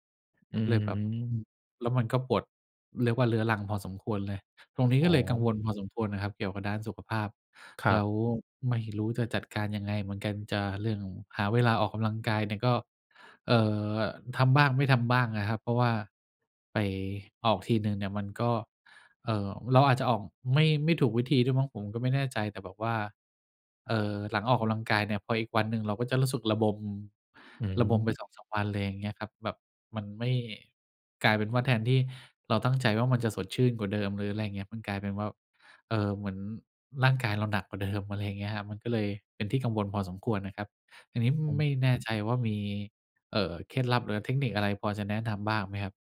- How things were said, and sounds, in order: none
- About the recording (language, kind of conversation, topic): Thai, advice, เมื่อสุขภาพแย่ลง ฉันควรปรับกิจวัตรประจำวันและกำหนดขีดจำกัดของร่างกายอย่างไร?